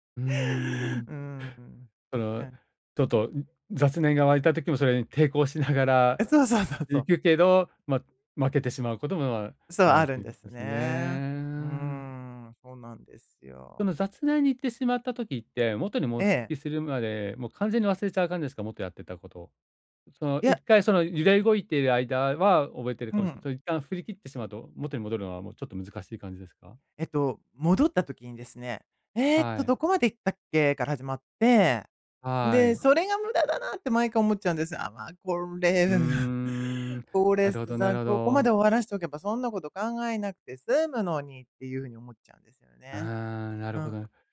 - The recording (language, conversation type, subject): Japanese, advice, 雑念を減らして勉強や仕事に集中するにはどうすればいいですか？
- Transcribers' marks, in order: other background noise; chuckle